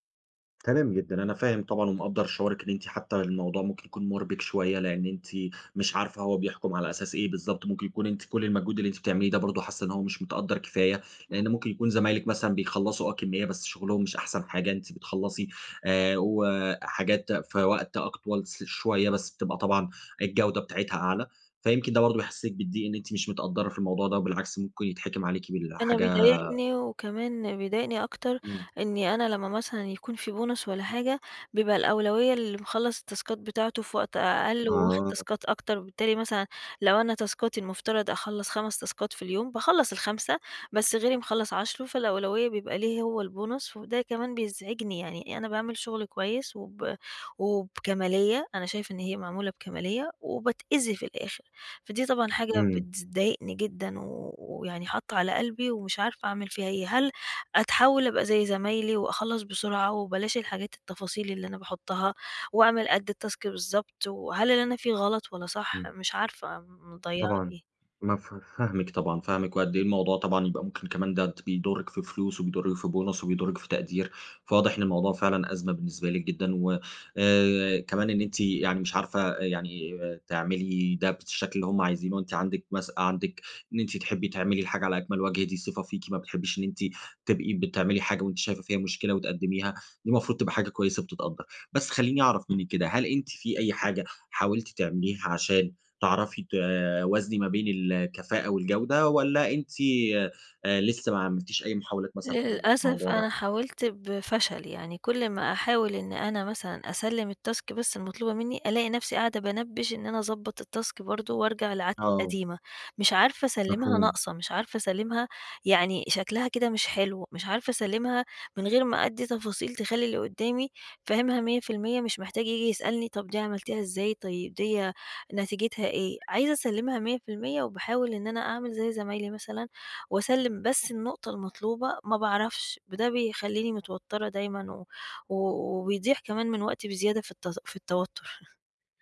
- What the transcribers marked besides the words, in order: tapping; unintelligible speech; in English: "بُونص"; in English: "التاسكات"; in English: "تاسكات"; in English: "تاسكاتي"; in English: "تاسكات"; in English: "البونص"; in English: "التاسك"; in English: "بُونص"; in English: "التاسك"; in English: "التاسك"
- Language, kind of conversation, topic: Arabic, advice, إزاي الكمالية بتخليك تِسوّف وتِنجز شوية مهام بس؟